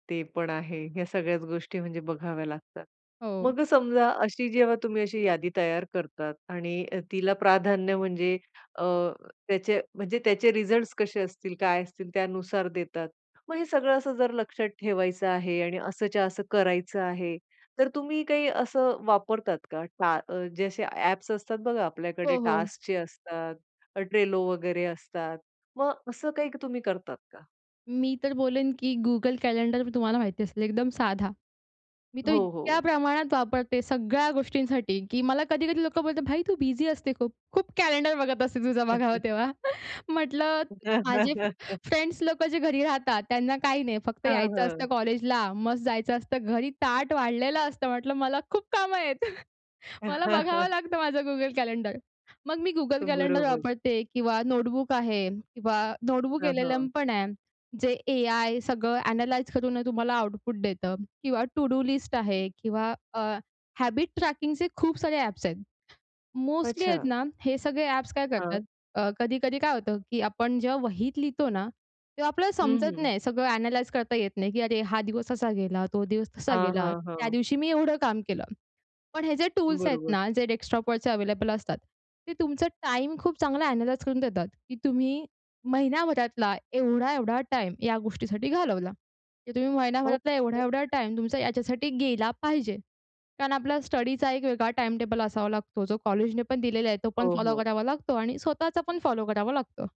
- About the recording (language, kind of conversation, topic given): Marathi, podcast, काम-यादी तयार करणे आणि प्राधान्य देणे
- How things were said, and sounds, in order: in English: "टास्कचे"; stressed: "इतक्या"; laughing while speaking: "खूप कॅलेंडर बघत असते तुझं बघावं तेव्हा"; chuckle; laugh; in English: "फ्रेंड्स"; laughing while speaking: "मला खूप कामं आहेत. मला बघावं लागतं माझं Google Calendar"; laugh; "NotebookLM" said as "NotebookLLM"; in English: "एआय"; in English: "ॲनलाइज"; in English: "आउटपुट"; in English: "टू डू लिस्ट"; in English: "हॅबिट ट्रॅकिंगचे"; in English: "ॲनलाइज"; in English: "डेस्कटॉपवरचे अव्हेलेबल"; in English: "ॲनलाइज"; unintelligible speech